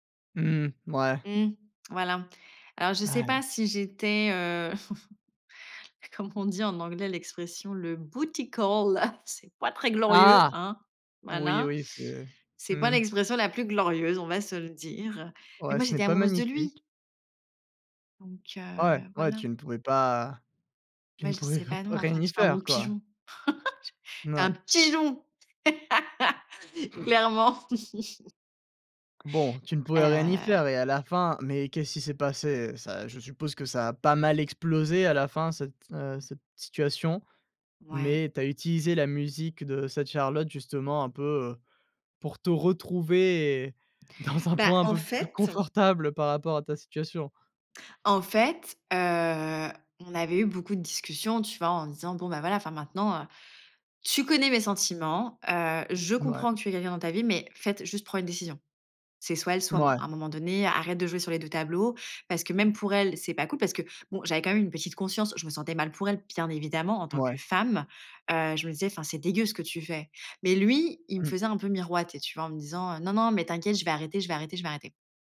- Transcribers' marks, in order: tongue click; laugh; put-on voice: "bootycall"; laugh; stressed: "pigeon"; other background noise; laugh; stressed: "femme"
- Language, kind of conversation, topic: French, podcast, Quelle chanson te donne des frissons à chaque écoute ?